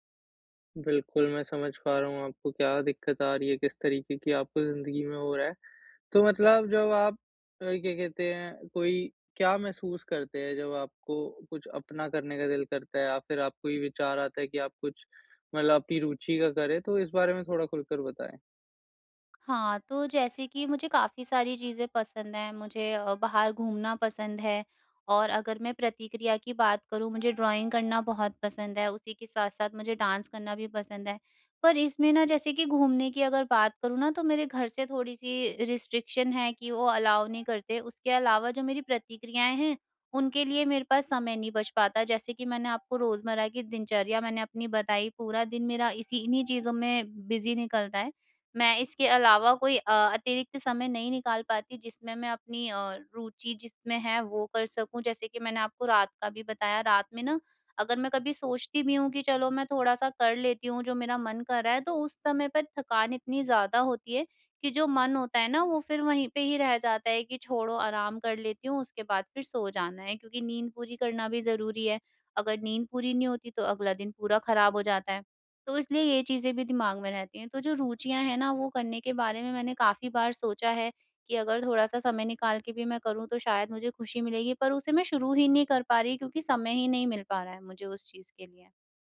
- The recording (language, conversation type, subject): Hindi, advice, रोज़मर्रा की दिनचर्या में बदलाव करके नए विचार कैसे उत्पन्न कर सकता/सकती हूँ?
- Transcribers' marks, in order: other background noise; in English: "ड्राइंग"; in English: "डांस"; in English: "रिस्ट्रिक्शन"; in English: "अलाउ"; in English: "बिज़ी"